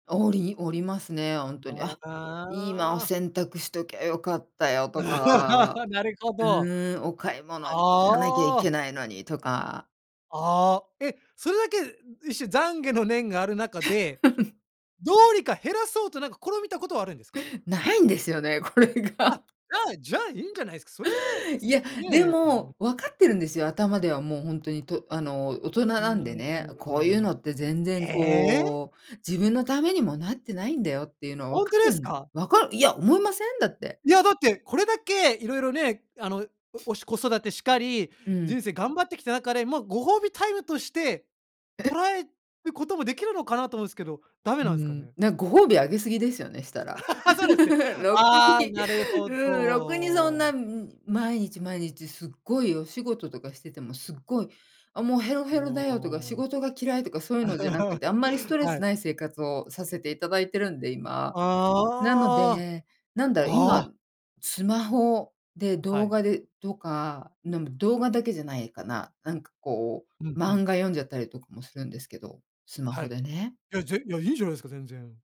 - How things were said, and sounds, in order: laugh; other noise; giggle; laughing while speaking: "これが"; surprised: "ええ？"; laugh; laugh; laughing while speaking: "そうなんすね"; laugh; laughing while speaking: "ろくに"; other background noise; laugh
- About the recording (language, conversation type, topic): Japanese, podcast, スマホと上手に付き合うために、普段どんな工夫をしていますか？